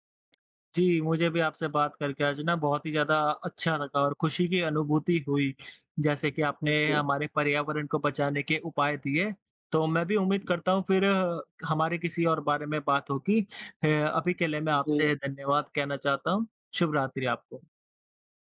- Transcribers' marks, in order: tapping
- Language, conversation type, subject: Hindi, unstructured, क्या जलवायु परिवर्तन को रोकने के लिए नीतियाँ और अधिक सख्त करनी चाहिए?